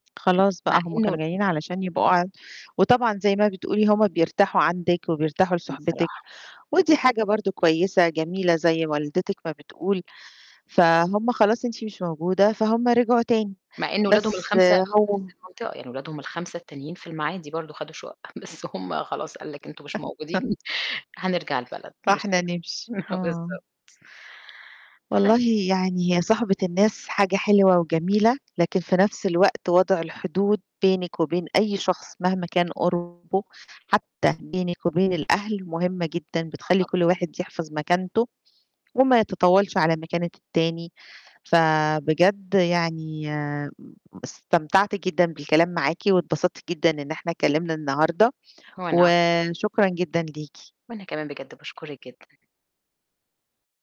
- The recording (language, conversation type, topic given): Arabic, podcast, إزاي تتكلم عن حدودك مع أهلك؟
- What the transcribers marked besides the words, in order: tapping; other background noise; distorted speech; laugh; laughing while speaking: "بس هم"; laughing while speaking: "موجودين"; chuckle